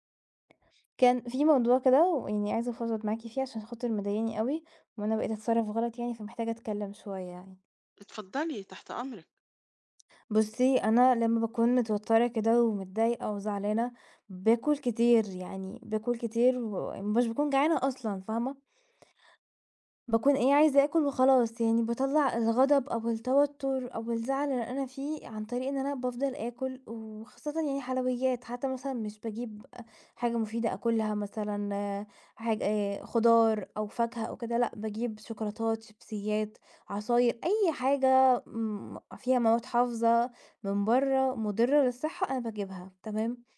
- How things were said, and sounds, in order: tapping
- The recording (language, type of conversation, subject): Arabic, advice, إزاي بتتعامل مع الأكل العاطفي لما بتكون متوتر أو زعلان؟
- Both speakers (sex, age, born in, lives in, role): female, 20-24, Egypt, Portugal, user; female, 50-54, Egypt, Portugal, advisor